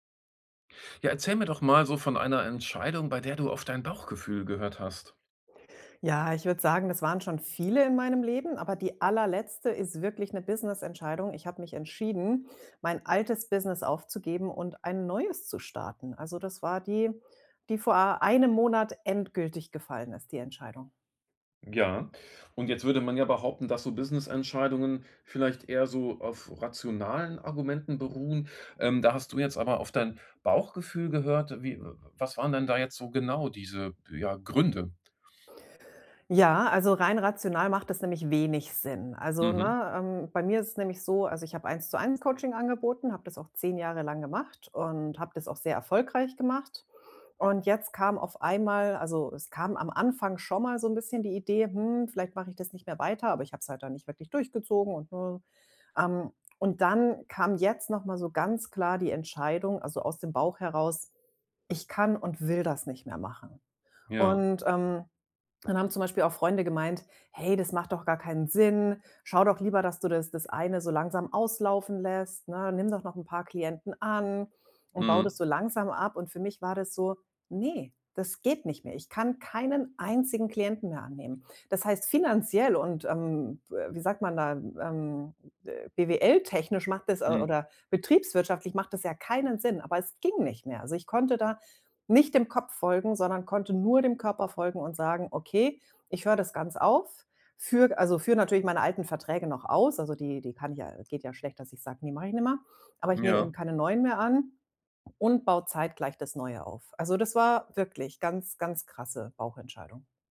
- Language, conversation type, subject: German, podcast, Erzähl mal von einer Entscheidung, bei der du auf dein Bauchgefühl gehört hast?
- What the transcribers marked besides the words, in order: put-on voice: "Ne, das geht nicht mehr"; stressed: "ging"